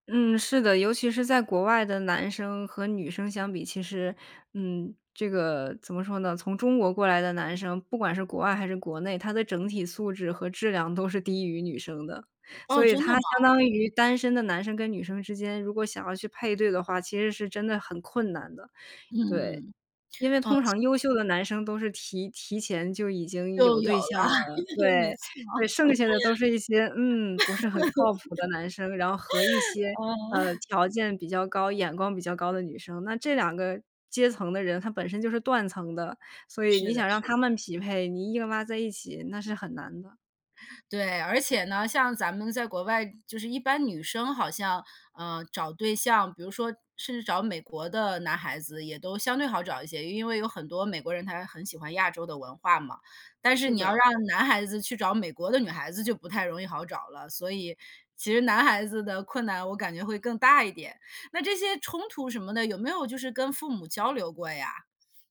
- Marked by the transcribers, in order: surprised: "真的吗？"; laugh; laughing while speaking: "没错，嗯"
- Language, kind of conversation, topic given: Chinese, podcast, 你平时和父母一般是怎么沟通的？